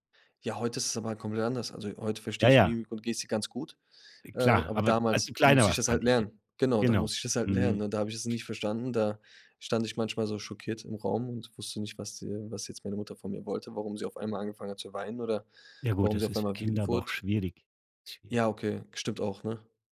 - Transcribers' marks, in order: other background noise
- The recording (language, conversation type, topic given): German, podcast, Wie wurden bei euch zu Hause Gefühle gezeigt oder zurückgehalten?